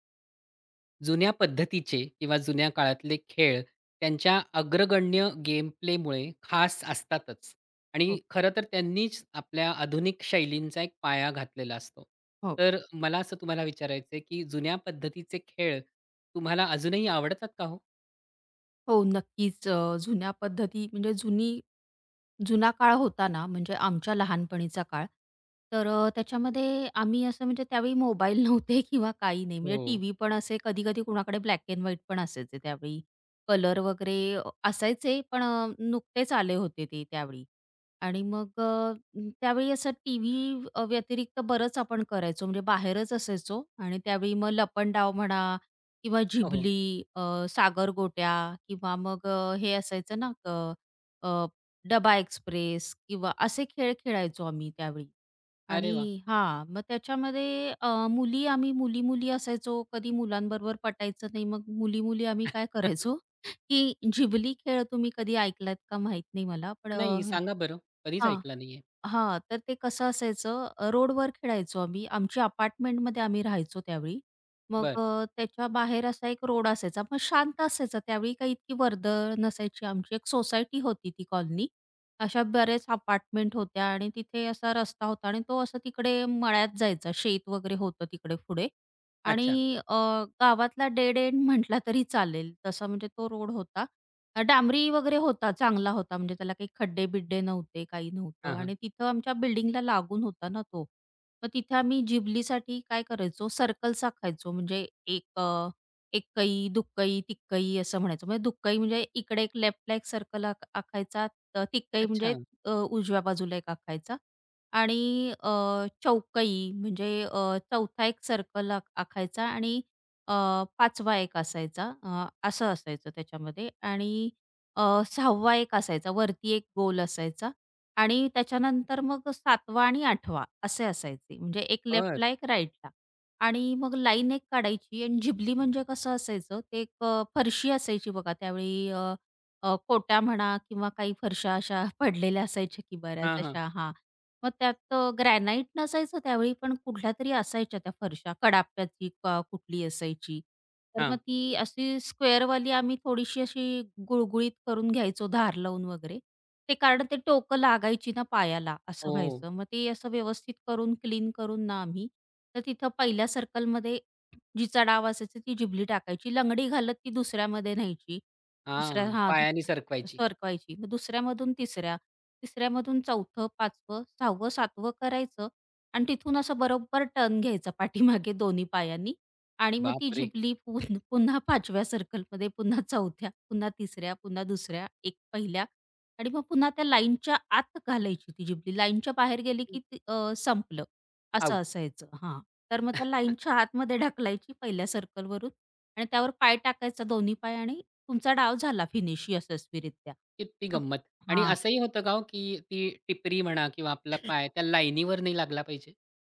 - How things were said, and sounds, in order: tapping; laughing while speaking: "मोबाईल नव्हते किंवा"; laughing while speaking: "काय करायचो"; chuckle; chuckle; laughing while speaking: "अशा पडलेल्या असायच्या"; other background noise; laughing while speaking: "पाठीमागे"; chuckle
- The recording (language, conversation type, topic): Marathi, podcast, जुन्या पद्धतीचे खेळ अजून का आवडतात?